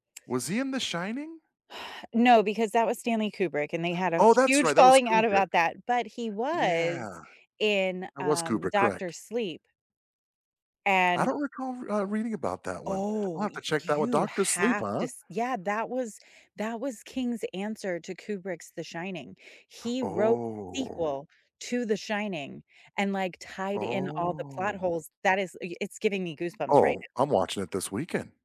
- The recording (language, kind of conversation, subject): English, unstructured, Which celebrity cameo surprised you the most?
- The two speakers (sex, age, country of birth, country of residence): female, 45-49, United States, United States; male, 45-49, United States, United States
- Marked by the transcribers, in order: tapping; drawn out: "Oh"; drawn out: "Oh"